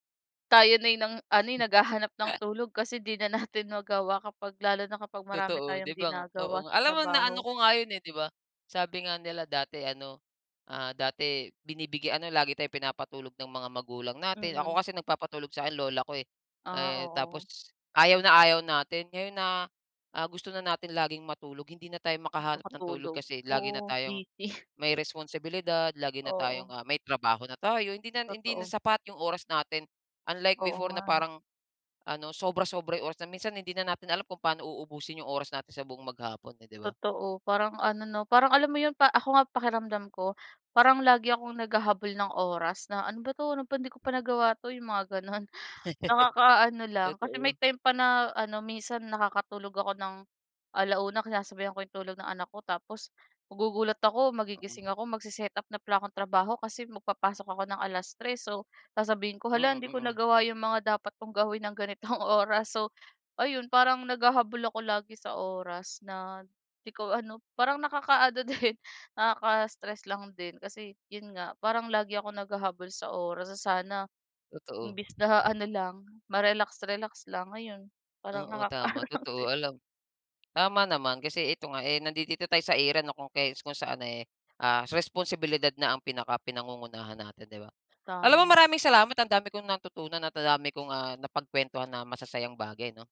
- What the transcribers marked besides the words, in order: other background noise; tapping; chuckle; laugh; laughing while speaking: "gano'n"; laughing while speaking: "ganitong"; laughing while speaking: "din"; wind; laughing while speaking: "nakakaano lang din"
- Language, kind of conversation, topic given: Filipino, unstructured, Ano ang paborito mong paraan para makapagpahinga pagkatapos ng trabaho o eskwela?